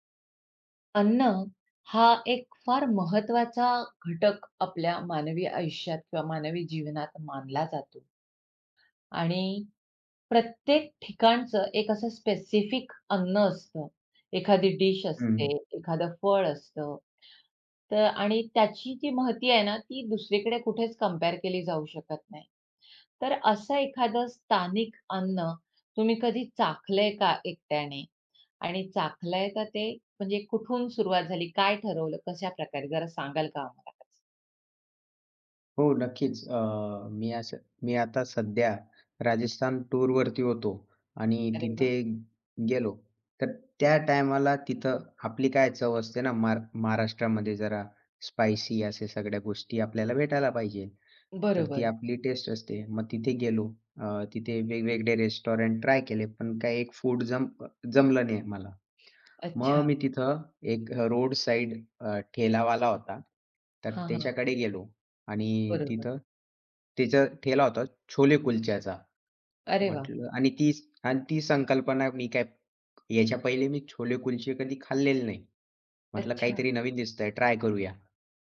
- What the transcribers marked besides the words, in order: other background noise; in English: "रेस्टॉरंट"; tapping
- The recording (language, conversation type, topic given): Marathi, podcast, एकट्याने स्थानिक खाण्याचा अनुभव तुम्हाला कसा आला?